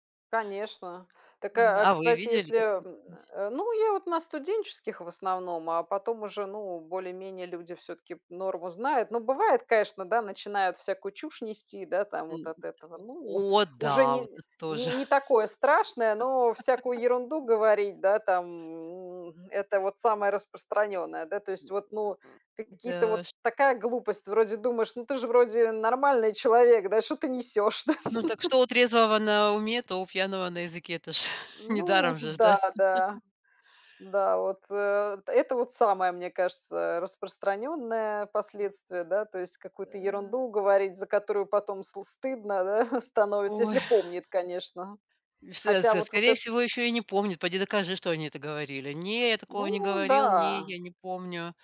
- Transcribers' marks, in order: tapping; "конечно" said as "каэшно"; swallow; laugh; other noise; laughing while speaking: "да?"; laugh; chuckle; laughing while speaking: "да"; sigh
- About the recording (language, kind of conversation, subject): Russian, unstructured, Как вы относитесь к чрезмерному употреблению алкоголя на праздниках?